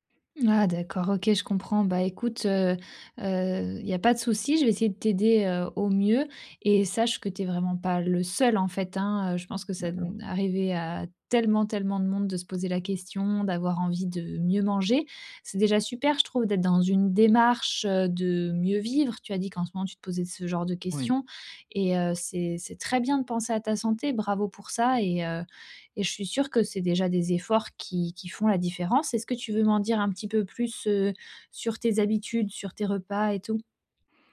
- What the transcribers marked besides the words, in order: other background noise
- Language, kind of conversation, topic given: French, advice, Comment équilibrer le plaisir immédiat et les résultats à long terme ?